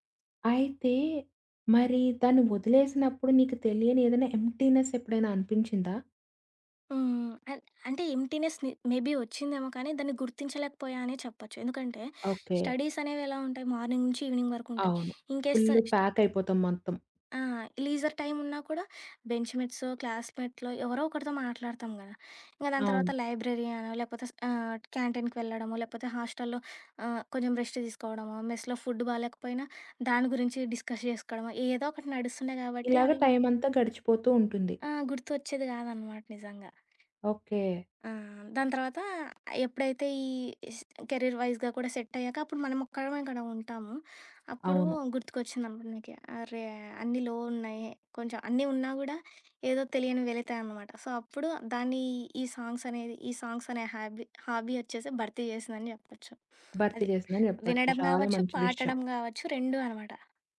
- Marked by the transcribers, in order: in English: "ఎంప్టీనెస్"; other background noise; in English: "ఎంప్టీనెస్"; in English: "మేబీ"; in English: "మార్నింగ్"; in English: "ఈవినింగ్"; in English: "ఇన్‌కేస్"; tapping; in English: "లీజర్"; in English: "లైబ్రరీ"; in English: "క్యాంటీన్‌కి"; in English: "రెస్ట్"; in English: "మెస్‌లో"; in English: "డిస్కస్"; in English: "కెరీర్ వైజ్‌గా"; in English: "లో"; in English: "సో"; in English: "హాబీ, హాబీ"; "పాడటం" said as "పాటడం"
- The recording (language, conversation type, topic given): Telugu, podcast, పాత హాబీతో మళ్లీ మమేకమయ్యేటప్పుడు సాధారణంగా ఎదురయ్యే సవాళ్లు ఏమిటి?